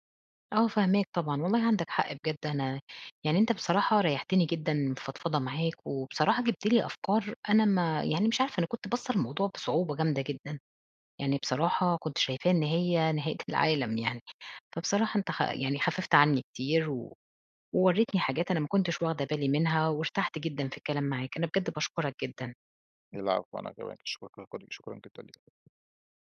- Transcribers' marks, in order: tapping; unintelligible speech
- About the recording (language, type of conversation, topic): Arabic, advice, إزاي بتتعامل مع التسويف وتأجيل شغلك الإبداعي لحد آخر لحظة؟